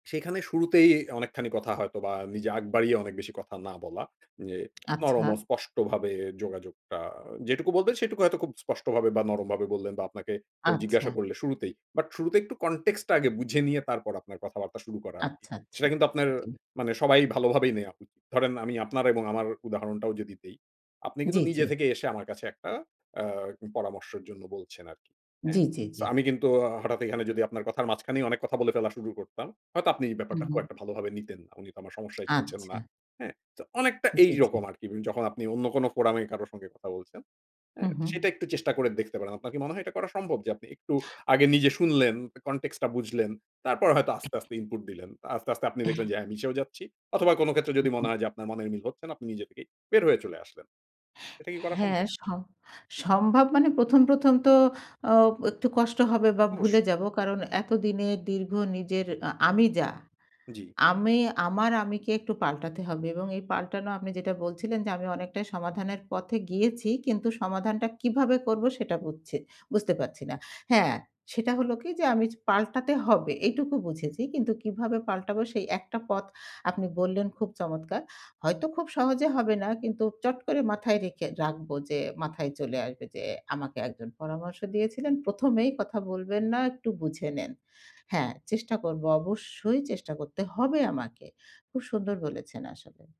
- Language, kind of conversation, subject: Bengali, advice, আমি কীভাবে পরিচিতদের সঙ্গে ঘনিষ্ঠতা বাড়াতে গিয়ে ব্যক্তিগত সীমানা ও নৈকট্যের ভারসাম্য রাখতে পারি?
- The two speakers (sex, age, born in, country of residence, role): female, 55-59, Bangladesh, Bangladesh, user; male, 40-44, Bangladesh, Finland, advisor
- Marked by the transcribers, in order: in English: "context"; in English: "forum"; in English: "context"; in English: "input"; other noise